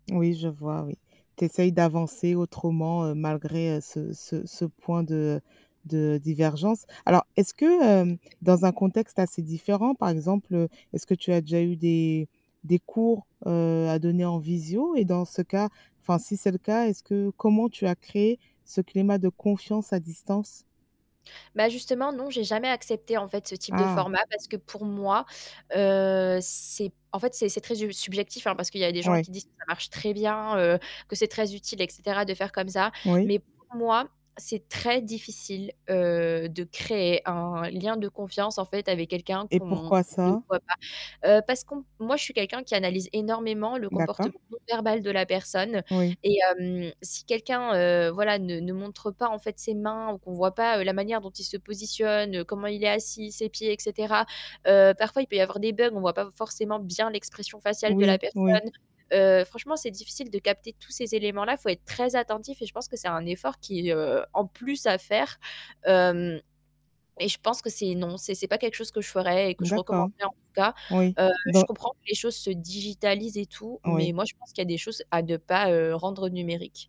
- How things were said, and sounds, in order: static; tapping; other background noise; distorted speech; stressed: "très"; stressed: "bien"
- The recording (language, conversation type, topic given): French, podcast, Comment crées-tu rapidement un climat de confiance ?